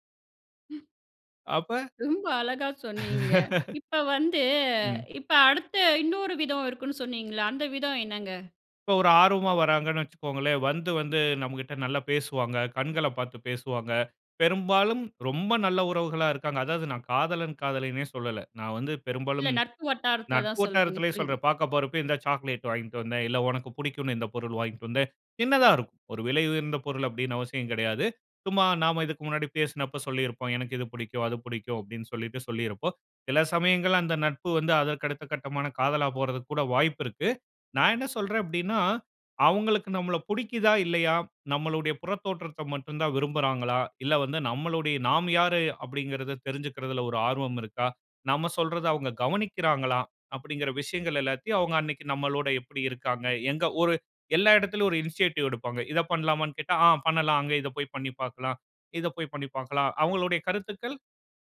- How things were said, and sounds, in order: laughing while speaking: "ரொம்ப அழகா சொன்னீங்க"; drawn out: "சொன்னீங்க"; laugh; "நட்பு" said as "நர்பு"; in English: "இனிஷியேட்டிவ்"
- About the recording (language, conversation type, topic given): Tamil, podcast, நேரில் ஒருவரை சந்திக்கும் போது உருவாகும் நம்பிக்கை ஆன்லைனில் எப்படி மாறுகிறது?